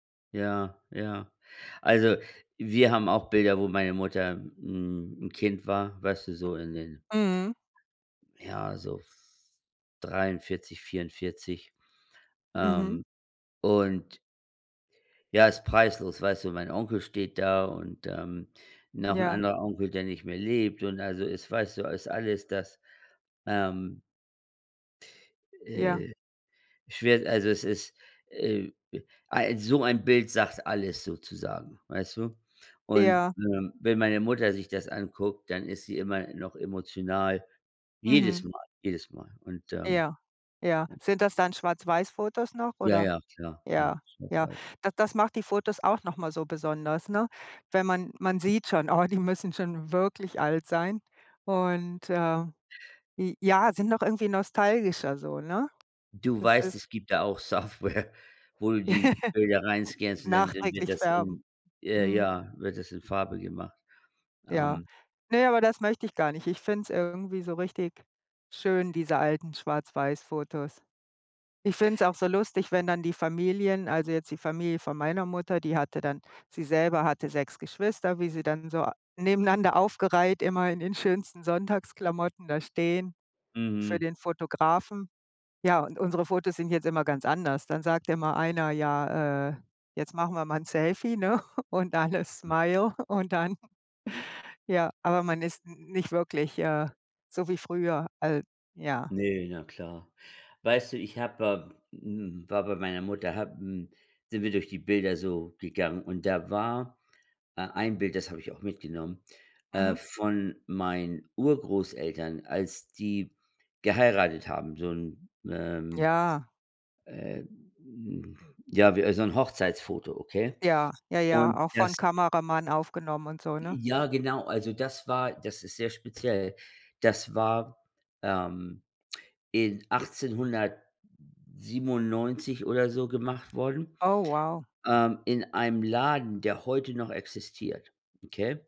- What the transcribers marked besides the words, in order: other background noise; laughing while speaking: "Software"; laugh; laughing while speaking: "ne?"; chuckle; in English: "Smile"; chuckle; laughing while speaking: "und dann"; chuckle
- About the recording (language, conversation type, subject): German, unstructured, Welche Rolle spielen Fotos in deinen Erinnerungen?